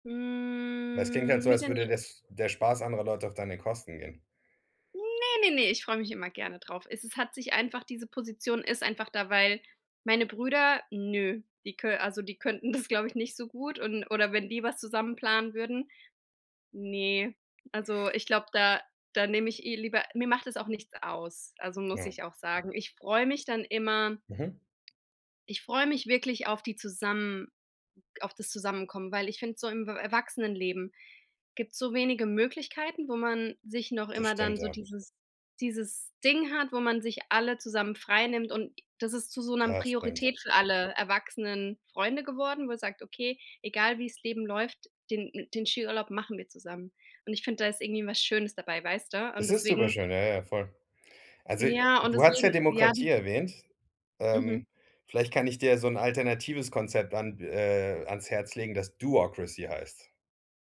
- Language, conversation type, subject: German, advice, Wie kann ich eine Reise so planen, dass ich mich dabei nicht gestresst fühle?
- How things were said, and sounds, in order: drawn out: "Hm"; laughing while speaking: "könnten das"; other background noise; in English: "Do-ocracy"